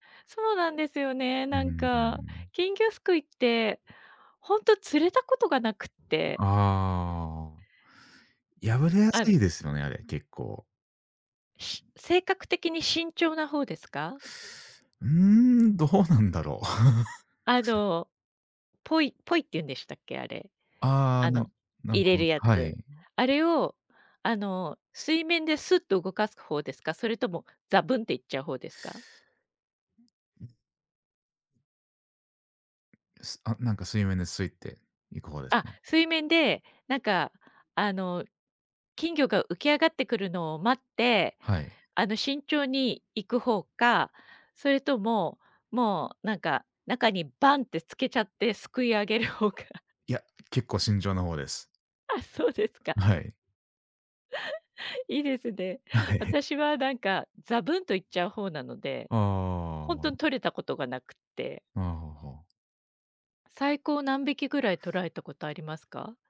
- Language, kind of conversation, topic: Japanese, unstructured, お祭りに行くと、どんな気持ちになりますか？
- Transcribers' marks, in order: other noise; other background noise; laughing while speaking: "どうなんだろう"; laugh; laughing while speaking: "すくい上げる方か"; laugh; laughing while speaking: "はい"